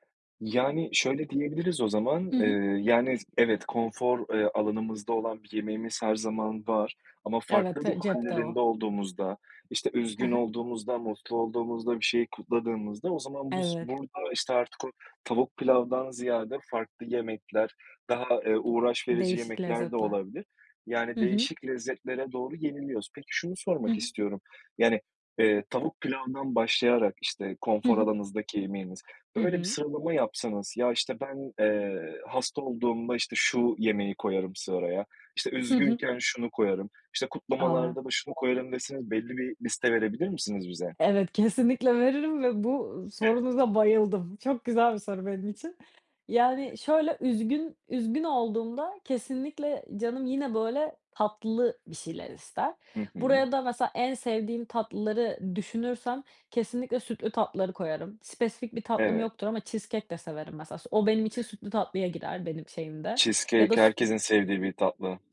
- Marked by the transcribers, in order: tapping; other background noise
- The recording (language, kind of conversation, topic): Turkish, podcast, Senin için gerçek bir konfor yemeği nedir?